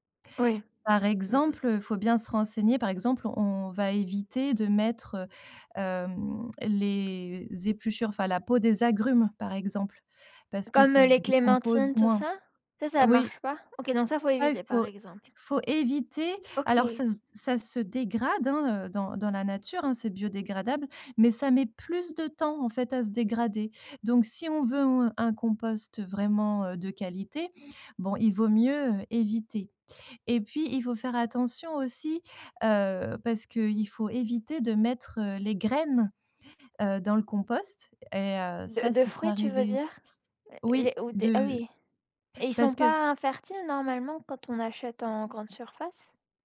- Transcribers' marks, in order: drawn out: "les"; stressed: "éviter"; stressed: "graines"
- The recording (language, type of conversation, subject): French, podcast, Quelle est ton expérience du compostage à la maison ?